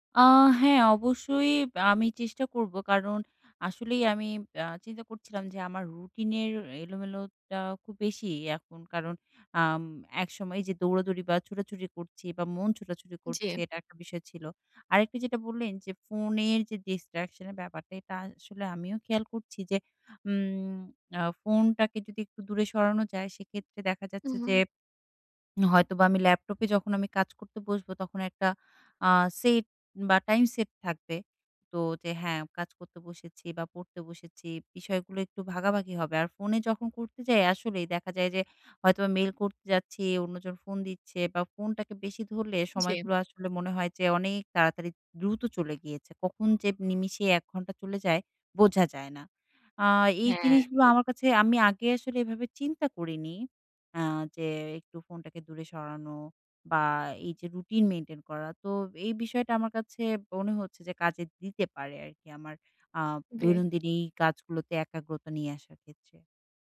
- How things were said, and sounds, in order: in English: "Distraction"; "দৈনন্দিন" said as "দৈনন্দিনি"
- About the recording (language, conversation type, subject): Bengali, advice, বহু কাজের মধ্যে কীভাবে একাগ্রতা বজায় রেখে কাজ শেষ করতে পারি?